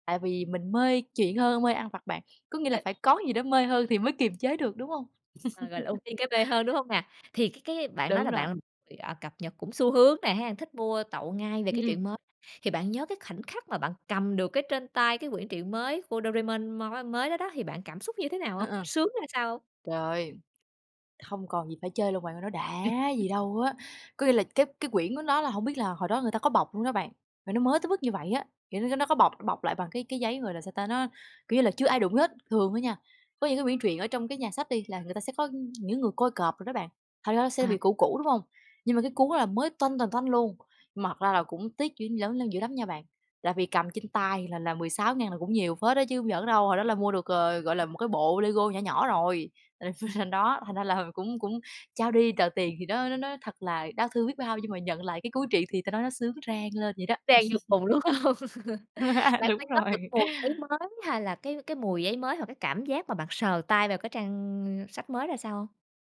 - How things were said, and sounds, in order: unintelligible speech; tapping; laugh; "Doraemon" said as "đô rê mênh"; unintelligible speech; unintelligible speech; unintelligible speech; laugh; laughing while speaking: "hông?"; laugh; laughing while speaking: "rồi"; laugh
- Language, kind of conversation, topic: Vietnamese, podcast, Bạn có kỷ niệm nào gắn liền với những cuốn sách truyện tuổi thơ không?